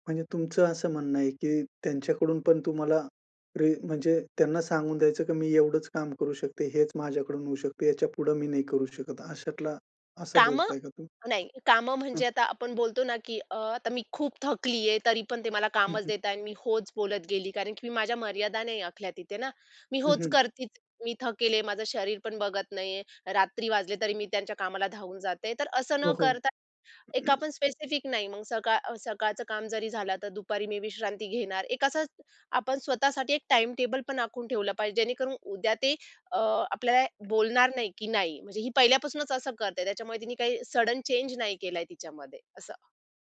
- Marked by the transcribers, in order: tapping; other background noise; throat clearing; other noise
- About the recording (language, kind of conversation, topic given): Marathi, podcast, सासरच्या नात्यांमध्ये निरोगी मर्यादा कशा ठेवाव्यात?
- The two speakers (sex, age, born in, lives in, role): female, 30-34, India, India, guest; male, 35-39, India, India, host